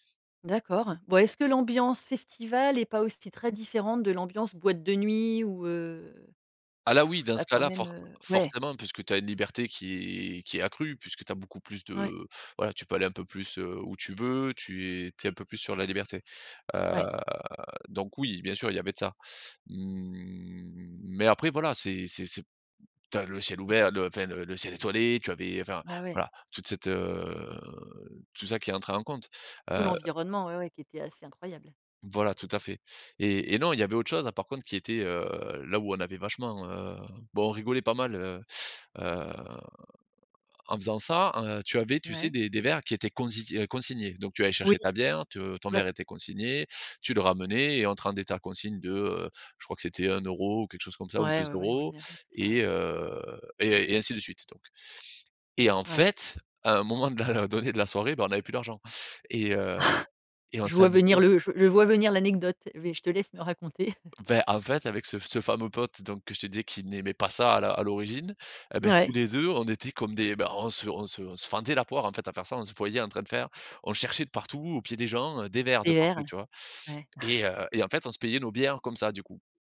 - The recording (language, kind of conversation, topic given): French, podcast, Quel est ton meilleur souvenir de festival entre potes ?
- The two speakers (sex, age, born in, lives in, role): female, 40-44, France, Netherlands, host; male, 35-39, France, France, guest
- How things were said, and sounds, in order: blowing; alarm; drawn out: "heu"; drawn out: "Mmh"; drawn out: "heu"; drawn out: "heu"; chuckle; chuckle; chuckle